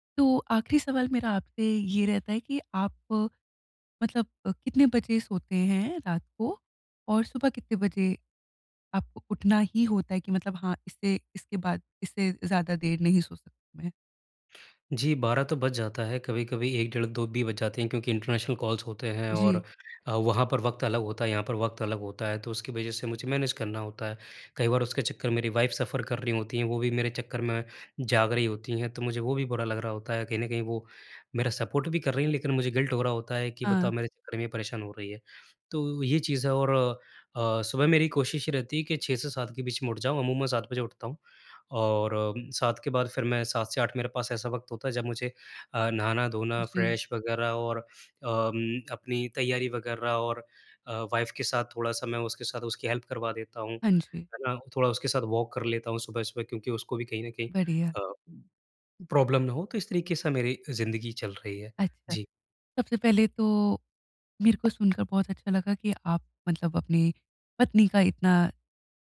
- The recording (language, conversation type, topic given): Hindi, advice, आप सुबह की तनावमुक्त शुरुआत कैसे कर सकते हैं ताकि आपका दिन ऊर्जावान रहे?
- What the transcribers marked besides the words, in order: other background noise; in English: "इंटरनेशनल कॉल्स"; in English: "मैनेज"; in English: "वाइफ़"; in English: "सपोर्ट"; in English: "गिल्ट"; in English: "फ्रेश"; in English: "वाइफ़"; in English: "हेल्प"; in English: "वॉक"; tapping; in English: "प्रॉब्लम"